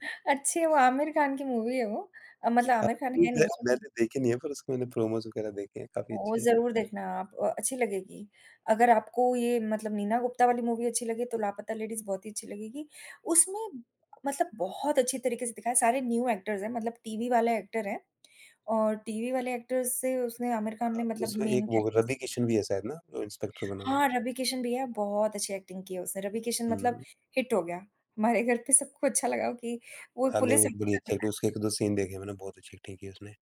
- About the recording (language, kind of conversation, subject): Hindi, unstructured, आपने आखिरी बार कौन-सी फ़िल्म देखकर खुशी महसूस की थी?
- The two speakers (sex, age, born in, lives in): female, 50-54, India, United States; male, 35-39, India, India
- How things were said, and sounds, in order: in English: "मूवी"; unintelligible speech; other background noise; in English: "प्रोमोज़"; in English: "न्यू एक्टर्स"; in English: "एक्टर"; in English: "एक्टर्स"; in English: "मेन कैरेक्टर्स"; in English: "एक्टिंग"; in English: "एक्टिंग"; unintelligible speech; in English: "सीन"; in English: "एक्टिंग"